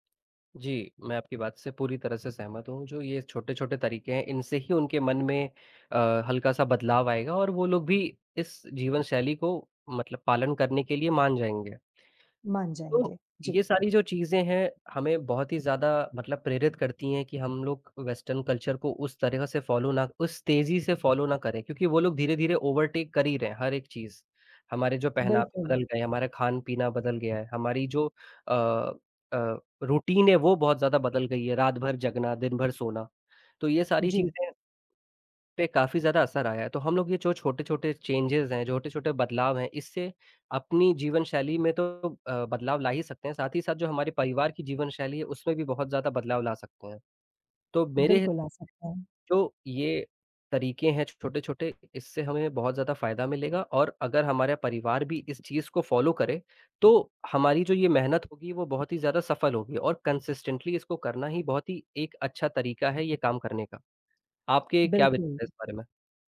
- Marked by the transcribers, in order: in English: "वेस्टर्न कल्चर"; in English: "फॉलो"; in English: "फॉलो"; in English: "ओवरटेक"; in English: "रूटीन"; in English: "चेंजेज़"; other background noise; in English: "फॉलो"; tapping; horn; in English: "कंसिस्टेंटली"
- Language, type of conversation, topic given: Hindi, unstructured, हम अपने परिवार को अधिक सक्रिय जीवनशैली अपनाने के लिए कैसे प्रेरित कर सकते हैं?